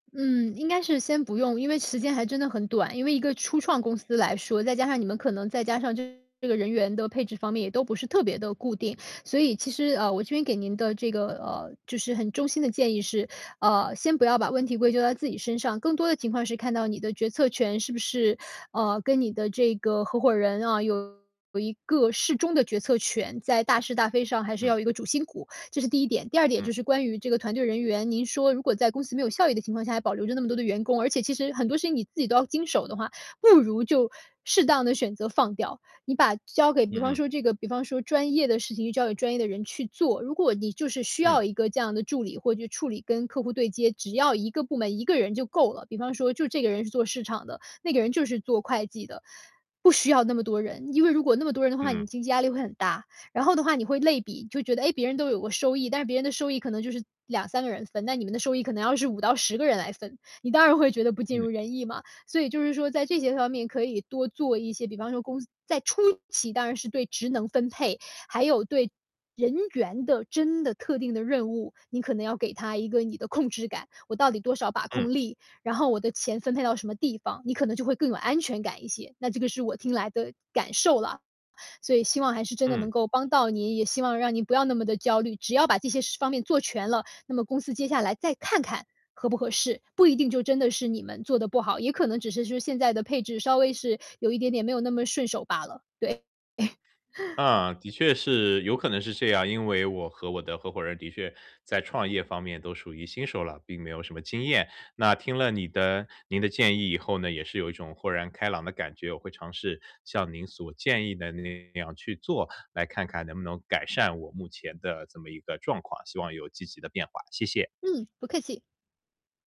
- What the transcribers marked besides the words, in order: distorted speech; stressed: "初期"; chuckle
- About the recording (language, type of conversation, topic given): Chinese, advice, 我该如何应对生活中的不确定感？